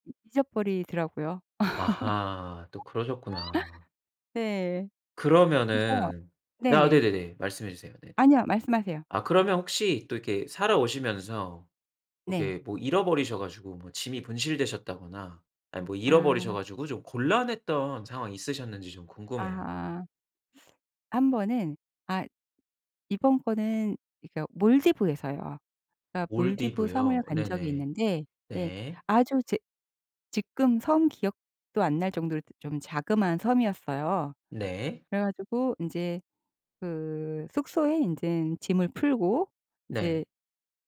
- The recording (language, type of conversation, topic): Korean, podcast, 짐을 분실해서 곤란했던 적이 있나요?
- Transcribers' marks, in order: other background noise; laugh; tapping